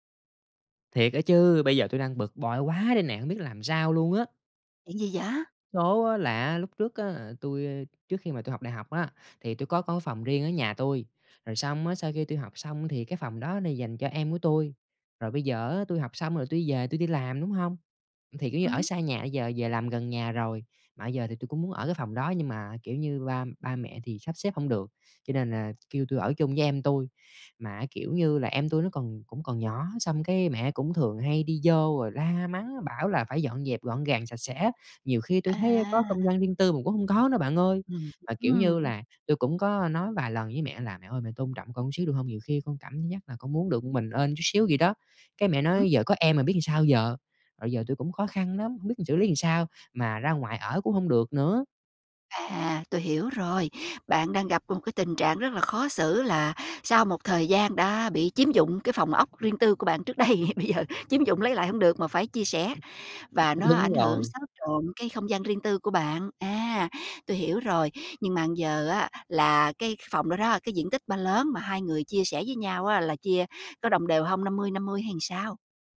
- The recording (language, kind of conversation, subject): Vietnamese, advice, Làm thế nào để đối phó khi gia đình không tôn trọng ranh giới cá nhân khiến bạn bực bội?
- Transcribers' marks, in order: "làm" said as "ừn"; laughing while speaking: "đây, bây giờ"; other background noise; laughing while speaking: "Đúng"; "bây" said as "ưn"; "làm" said as "ừn"